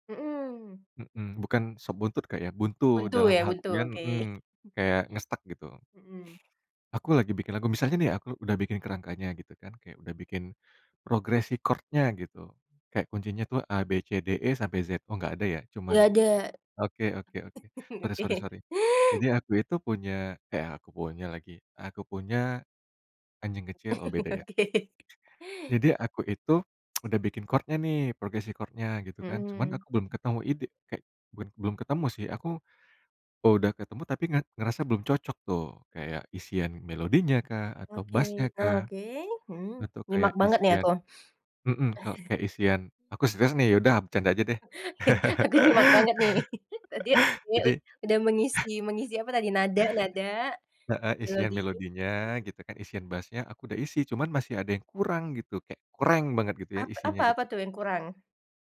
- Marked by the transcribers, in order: other background noise; "artian" said as "haltian"; chuckle; in English: "nge-stuck"; in English: "record-nya"; tapping; chuckle; laughing while speaking: "Oke"; chuckle; in English: "record-nya"; "bukan" said as "buan"; sniff; chuckle; laugh; unintelligible speech
- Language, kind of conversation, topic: Indonesian, podcast, Gimana biasanya kamu ngatasin rasa buntu kreatif?